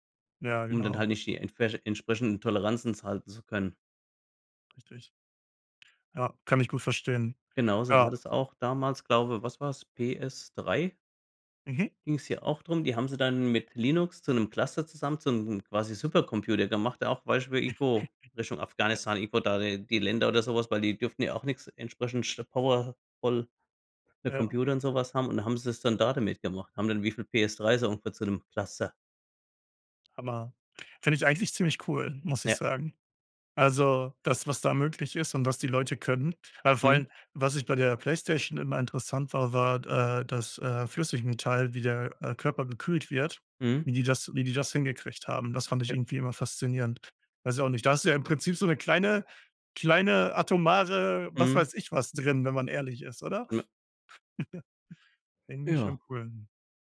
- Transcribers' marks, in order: chuckle; giggle
- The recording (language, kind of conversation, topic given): German, unstructured, Wie wichtig ist dir Datenschutz im Internet?